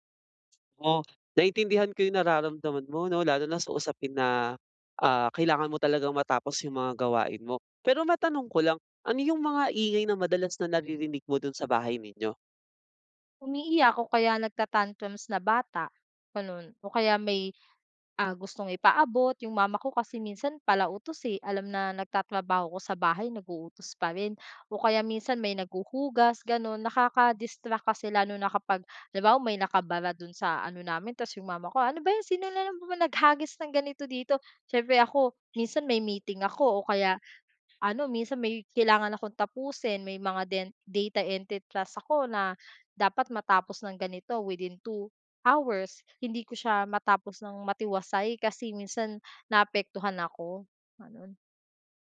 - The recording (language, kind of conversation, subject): Filipino, advice, Paano ako makakapagpokus sa bahay kung maingay at madalas akong naaabala ng mga kaanak?
- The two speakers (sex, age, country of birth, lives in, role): female, 25-29, Philippines, Philippines, user; male, 25-29, Philippines, Philippines, advisor
- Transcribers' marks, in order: tapping; in English: "data entry task"; in English: "within two hours"; background speech